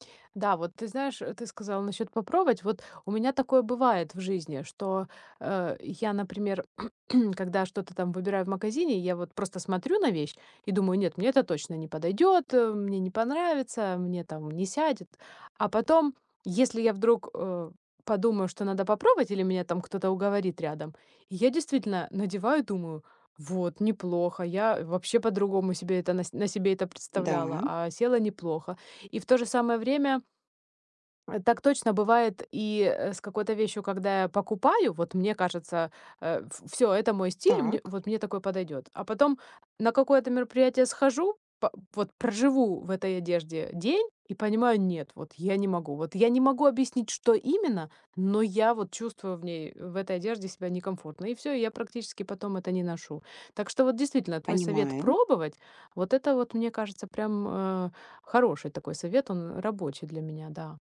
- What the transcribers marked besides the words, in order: throat clearing; tapping; swallow; other background noise
- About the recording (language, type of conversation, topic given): Russian, advice, Как мне выбрать стиль одежды, который мне подходит?